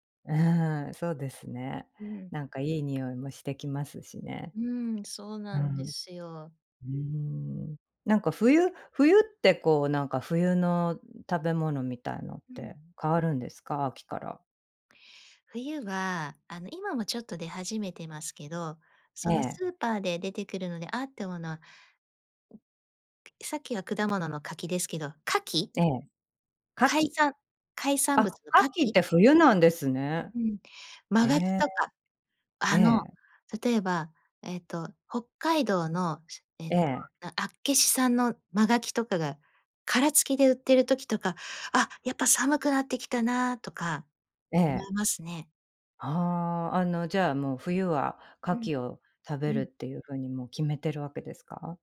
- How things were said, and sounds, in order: other background noise; tapping
- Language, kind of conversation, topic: Japanese, podcast, 季節の移り変わりから、どんなことを感じますか？